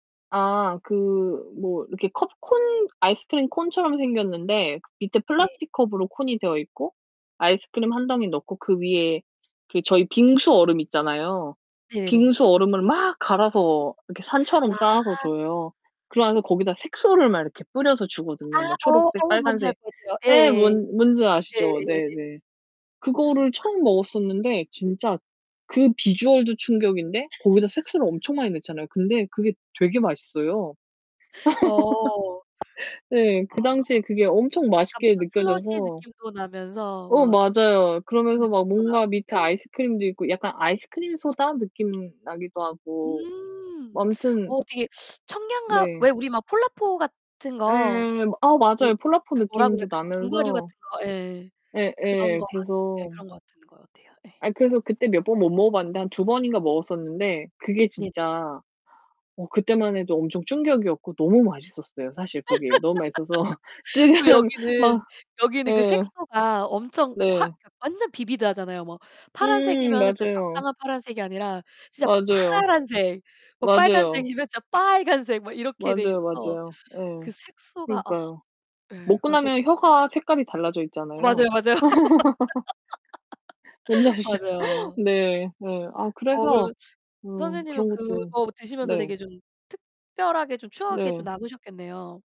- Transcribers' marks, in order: other background noise; distorted speech; laugh; laugh; unintelligible speech; laugh; laughing while speaking: "맛있어서 지금"; in English: "비비드"; unintelligible speech; laugh; laughing while speaking: "뭔지 아시죠?"
- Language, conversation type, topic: Korean, unstructured, 가장 기억에 남는 디저트 경험은 무엇인가요?